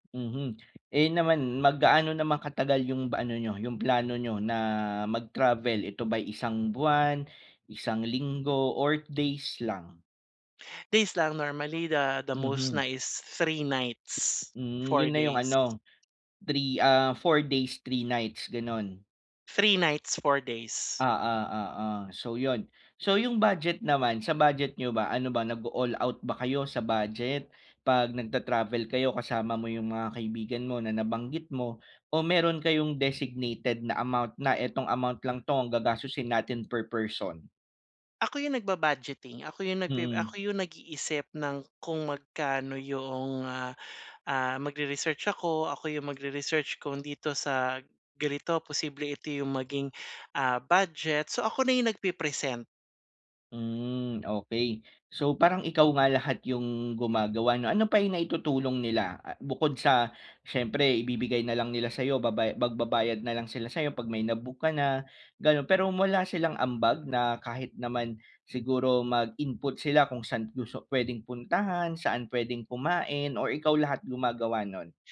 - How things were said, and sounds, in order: tapping
- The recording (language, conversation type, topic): Filipino, advice, Paano ko mas mapapadali ang pagplano ng aking susunod na biyahe?